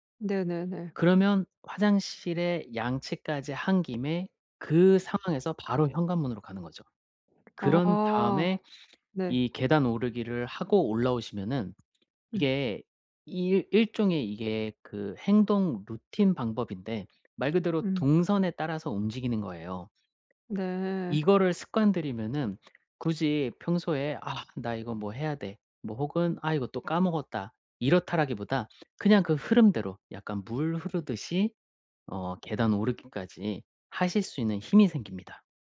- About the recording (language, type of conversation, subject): Korean, advice, 지속 가능한 자기관리 습관을 만들고 동기를 꾸준히 유지하려면 어떻게 해야 하나요?
- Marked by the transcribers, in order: tapping; other background noise